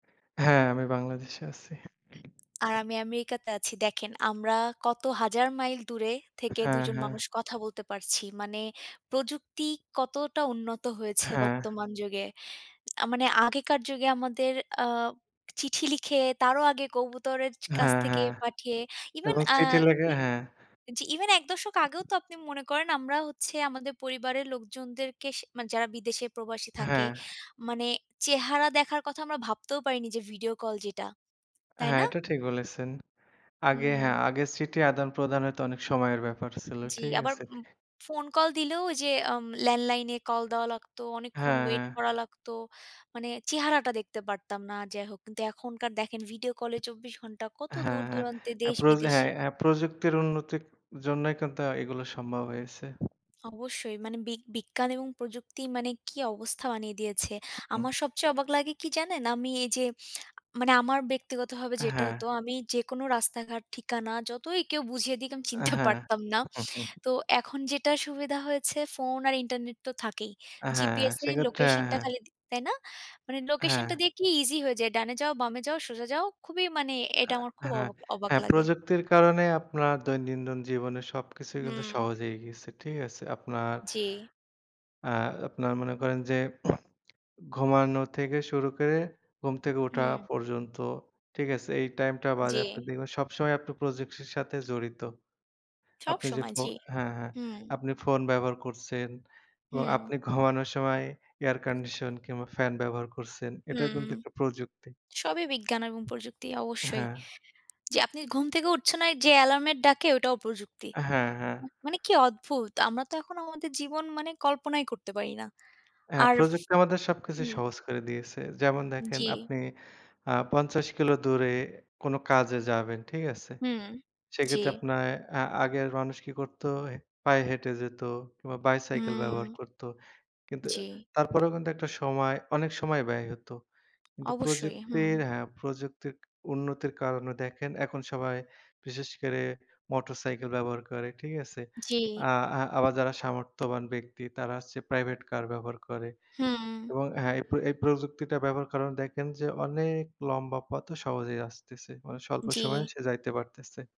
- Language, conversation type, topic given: Bengali, unstructured, বিজ্ঞান ও প্রযুক্তির উন্নতি কি সবসময় মানুষের জন্য ভালো?
- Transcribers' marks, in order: other background noise; tapping; wind; lip smack; other noise; tsk; laughing while speaking: "চিনতে পারতাম না"; chuckle; throat clearing; lip smack; "আপনার" said as "আপনায়"; stressed: "অনেক"